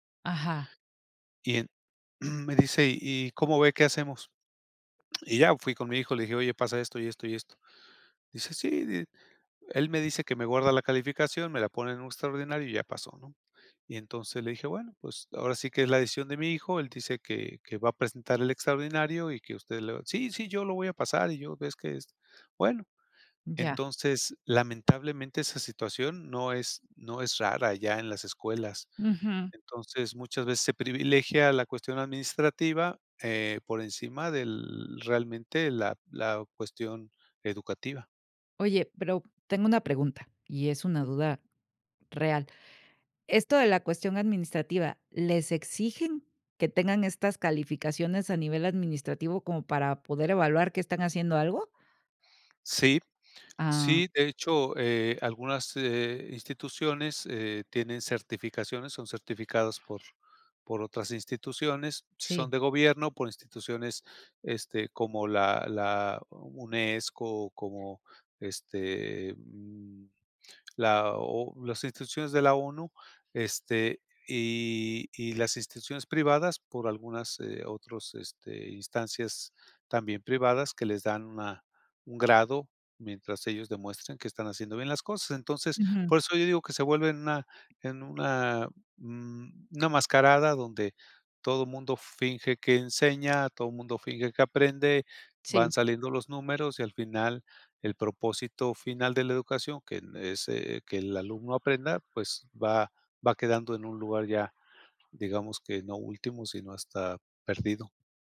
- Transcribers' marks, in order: throat clearing; other background noise; tapping
- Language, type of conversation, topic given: Spanish, podcast, ¿Qué mito sobre la educación dejaste atrás y cómo sucedió?